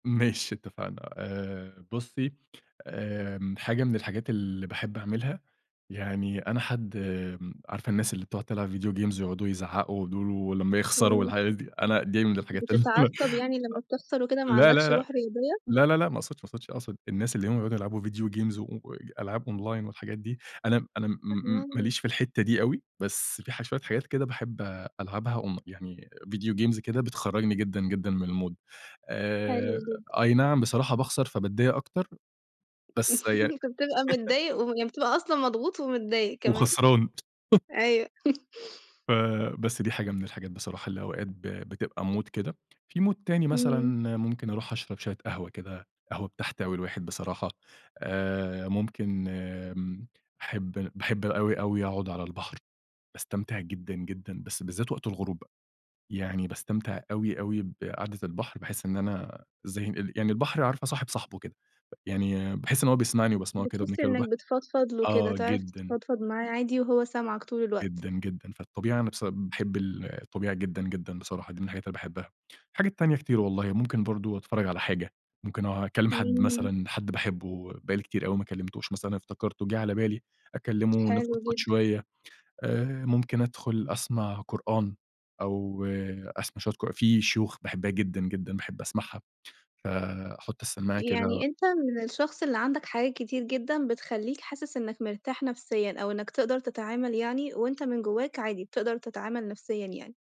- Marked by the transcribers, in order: in English: "فيديو games"; laugh; in English: "فيديو games"; in English: "أونلاين"; unintelligible speech; in English: "فيديو games"; in English: "المود"; laugh; chuckle; in English: "مود"; in English: "مود"; unintelligible speech
- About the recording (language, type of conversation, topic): Arabic, podcast, إيه اللي بتعمله لما تحس إنك مرهق نفسياً وجسدياً؟